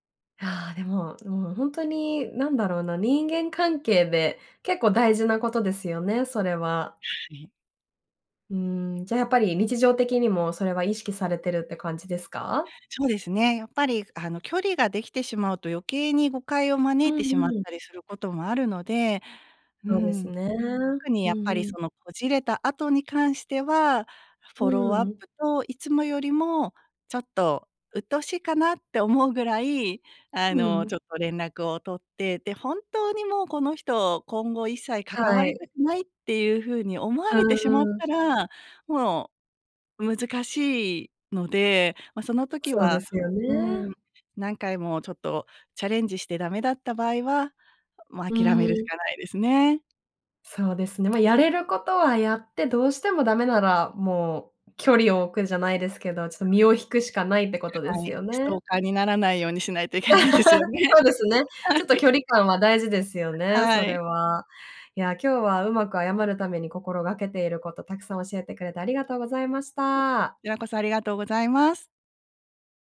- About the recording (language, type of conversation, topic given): Japanese, podcast, うまく謝るために心がけていることは？
- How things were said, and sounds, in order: other background noise; laughing while speaking: "しないといけないですよね。はい"; laugh; unintelligible speech